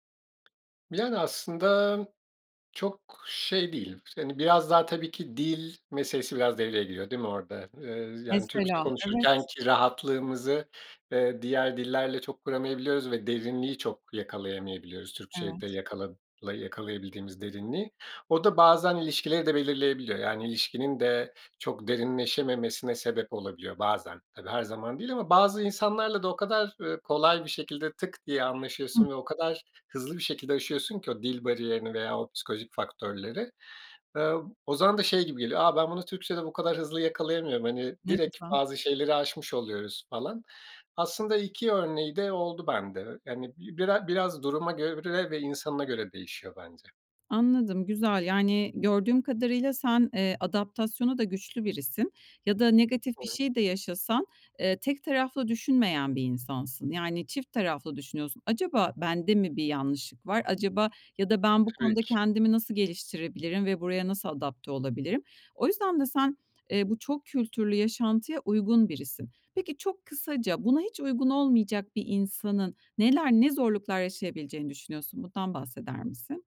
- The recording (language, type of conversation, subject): Turkish, podcast, Çok kültürlü olmak seni nerede zorladı, nerede güçlendirdi?
- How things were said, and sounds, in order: tapping